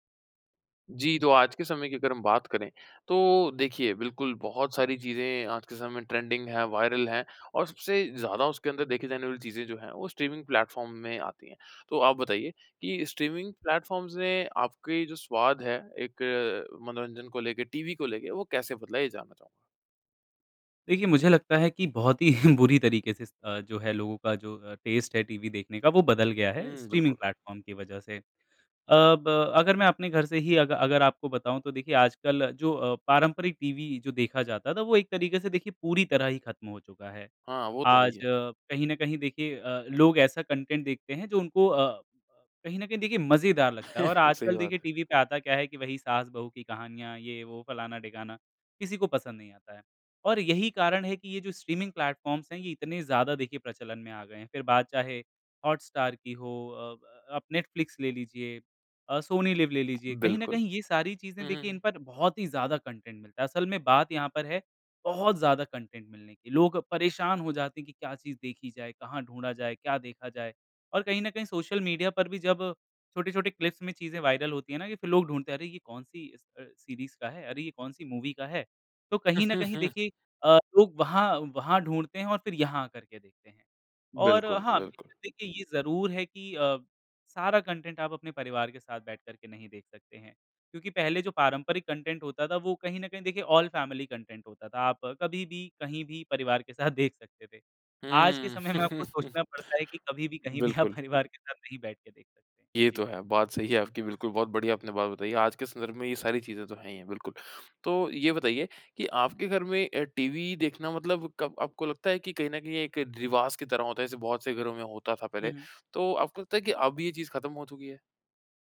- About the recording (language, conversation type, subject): Hindi, podcast, स्ट्रीमिंग प्लेटफ़ॉर्मों ने टीवी देखने का अनुभव कैसे बदल दिया है?
- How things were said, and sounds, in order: in English: "ट्रेंडिंग"; in English: "वायरल"; in English: "स्ट्रीमिंग प्लेटफ़ॉर्म"; in English: "स्ट्रीमिंग प्लेटफ़ॉर्म्स"; chuckle; in English: "टेस्ट"; in English: "स्ट्रीमिंग प्लेटफ़ॉर्म"; in English: "कंटेंट"; chuckle; in English: "स्ट्रीमिंग प्लेटफ़ॉर्म्स"; other background noise; in English: "कंटेंट"; in English: "कंटेंट"; in English: "क्लिप्स"; in English: "वायरल"; in English: "मूवी"; laugh; in English: "कंटेंट"; in English: "कंटेंट"; in English: "ऑल फैमिली कंटेंट"; laughing while speaking: "देख"; laughing while speaking: "समय में"; laugh; laughing while speaking: "आप परिवार"; laughing while speaking: "सही"